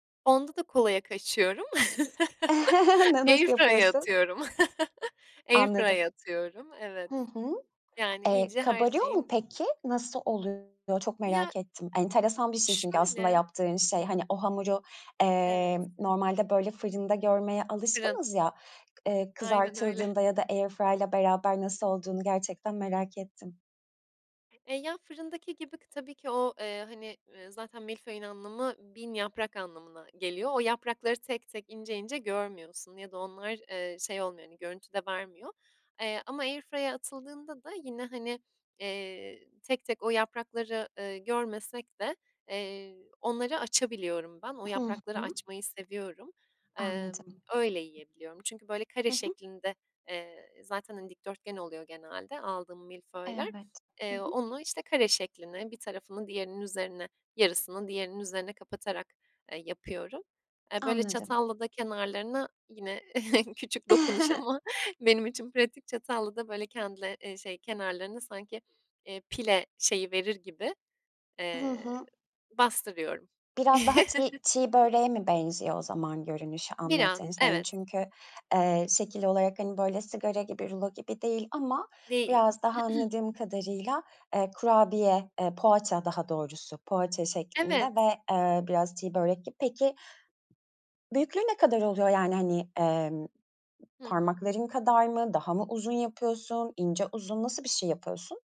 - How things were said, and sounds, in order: chuckle; in English: "Air fryer'a"; chuckle; in English: "Air fryer'a"; in English: "air fryer'la"; other background noise; in English: "air fryer'a"; tapping; chuckle; laughing while speaking: "küçük dokunuş ama benim için pratik"; chuckle; throat clearing
- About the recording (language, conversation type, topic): Turkish, podcast, Çocukken sana en çok huzur veren ev yemeği hangisiydi, anlatır mısın?